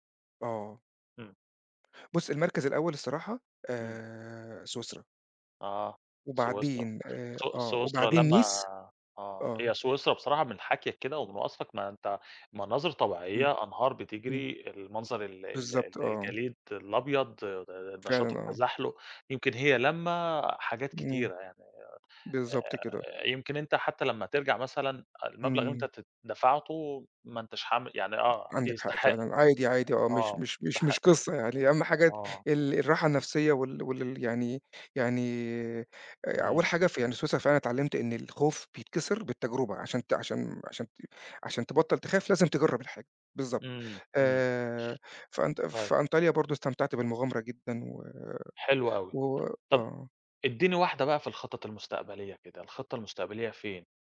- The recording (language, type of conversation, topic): Arabic, podcast, خبرنا عن أجمل مكان طبيعي زرته وليه عجبك؟
- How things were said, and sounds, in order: other background noise